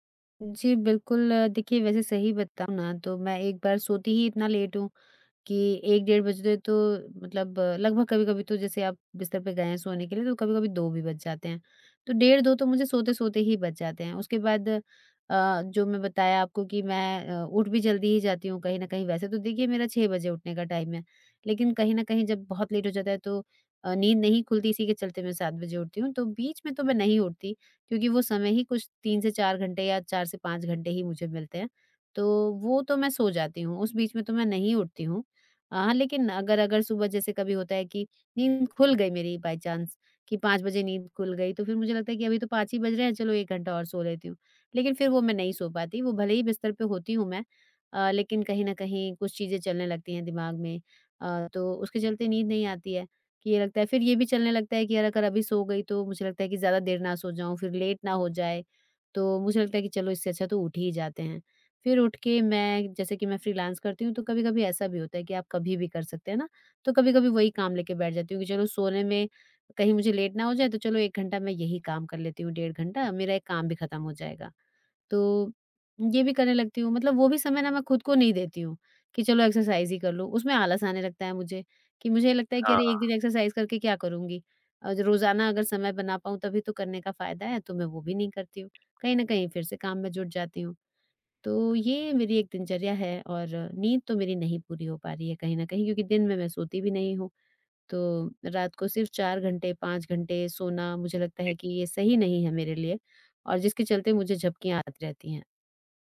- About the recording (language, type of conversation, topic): Hindi, advice, दिन में बहुत ज़्यादा झपकी आने और रात में नींद न आने की समस्या क्यों होती है?
- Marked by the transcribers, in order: in English: "लेट"; other background noise; in English: "टाइम"; in English: "लेट"; in English: "बाय चांस"; in English: "लेट"; in English: "फ्रीलांस"; in English: "लेट"; in English: "एक्सरसाइज़"; in English: "एक्सरसाइज़"